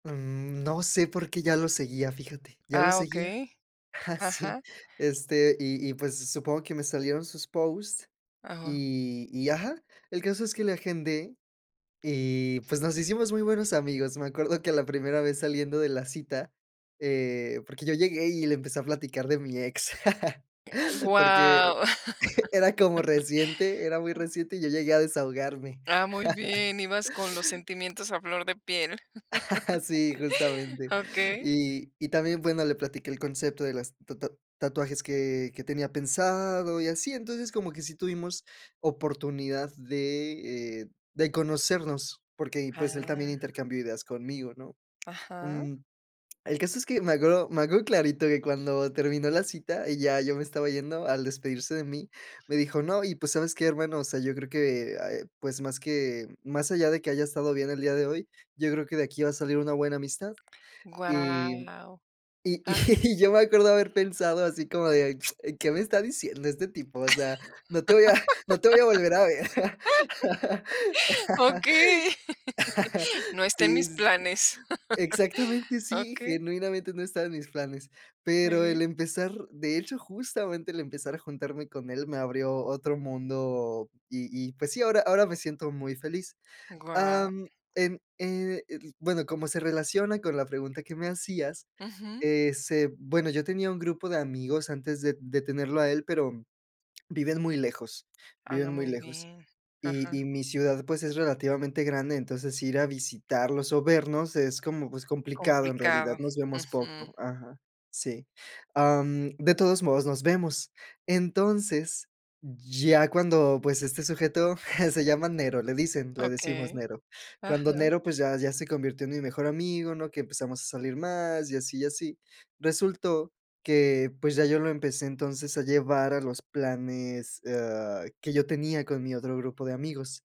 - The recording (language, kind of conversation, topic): Spanish, podcast, ¿Qué haces para integrar a alguien nuevo en tu grupo?
- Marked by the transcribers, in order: chuckle; laugh; chuckle; other background noise; chuckle; laugh; drawn out: "Guau"; chuckle; laugh; laughing while speaking: "Okey"; lip smack; chuckle; laugh; chuckle; chuckle